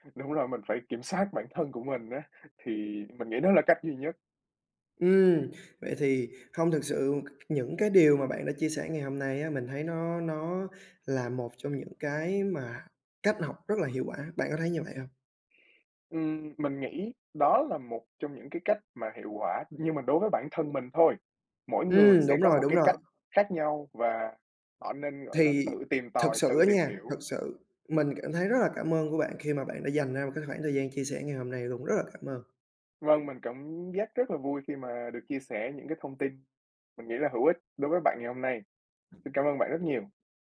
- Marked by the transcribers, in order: other background noise
- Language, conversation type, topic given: Vietnamese, podcast, Bạn thường học theo cách nào hiệu quả nhất?